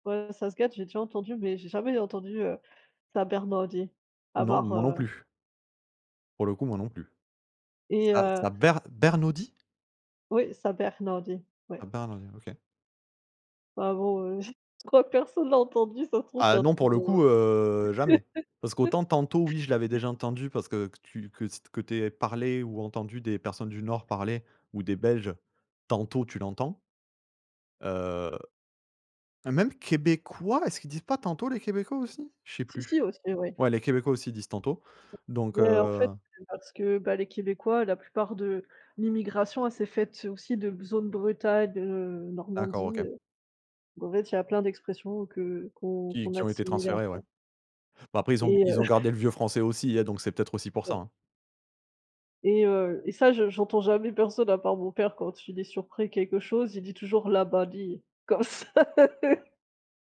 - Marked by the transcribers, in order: put-on voice: "S'embernaodit"; put-on voice: "S'embernaodit"; laughing while speaking: "je crois que personne l'a … un truc de"; laugh; other background noise; put-on voice: "labadi !"; laughing while speaking: "ça"; laugh
- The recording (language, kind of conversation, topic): French, unstructured, Qu’est-ce qui influence ta façon de t’exprimer ?